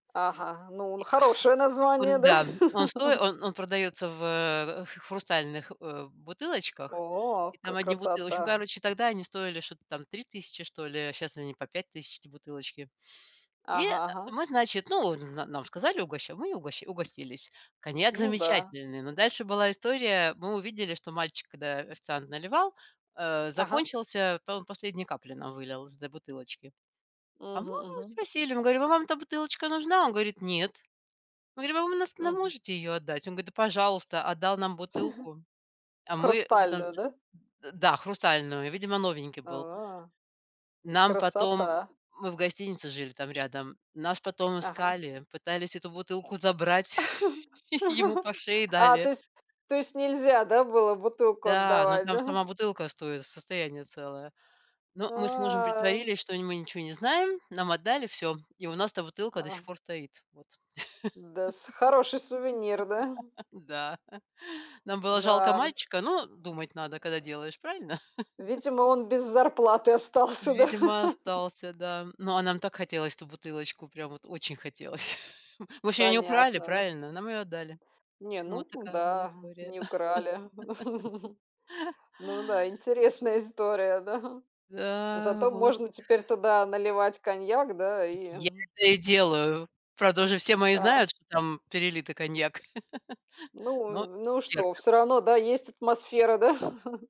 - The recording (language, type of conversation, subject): Russian, unstructured, Как вы относитесь к чрезмерному употреблению алкоголя на праздниках?
- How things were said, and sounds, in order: tapping; background speech; laughing while speaking: "да?"; laugh; other background noise; "говорит" said as "гоит"; chuckle; laugh; chuckle; laughing while speaking: "ему"; laughing while speaking: "да?"; laugh; laugh; laughing while speaking: "да?"; laugh; chuckle; laugh; laugh; laughing while speaking: "да"; laugh; laughing while speaking: "да?"; chuckle